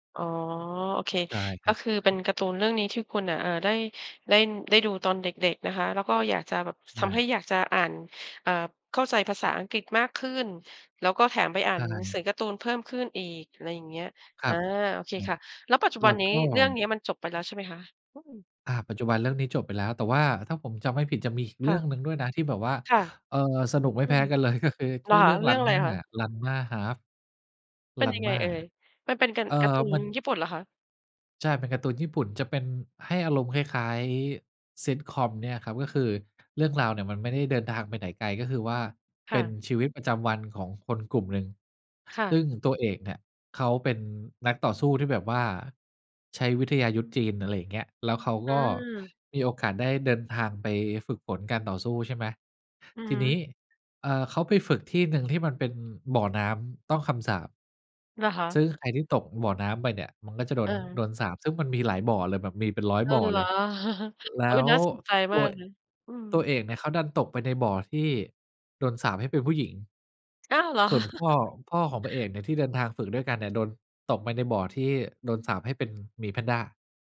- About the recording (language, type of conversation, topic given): Thai, podcast, หนังเรื่องไหนทำให้คุณคิดถึงความทรงจำเก่าๆ บ้าง?
- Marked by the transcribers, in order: "ใช่" said as "จ้าย"; laughing while speaking: "เลย"; "การ์ตูน" said as "การ์ตุง"; tapping; chuckle; chuckle